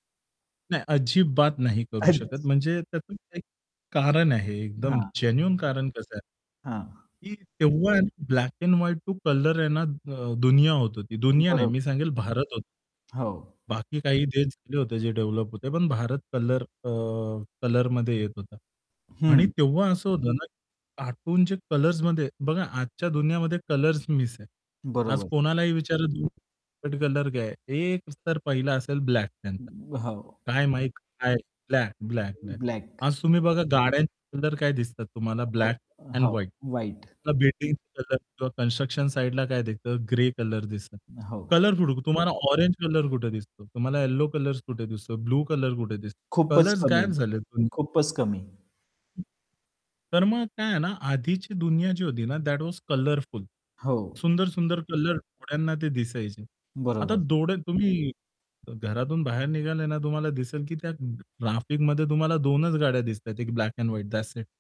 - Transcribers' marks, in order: static; tapping; in English: "जेन्युइन"; distorted speech; in English: "डेव्हलप"; unintelligible speech; in English: "ऑरेंज"; in English: "येलो"; in English: "ब्लू"; unintelligible speech; other noise; in English: "दॅट वॉज कलरफुल"; in English: "दॅट्स इट"
- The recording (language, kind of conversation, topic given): Marathi, podcast, लहानपणी तुम्हाला कोणते दूरदर्शनवरील कार्यक्रम सर्वात जास्त आवडायचे आणि का?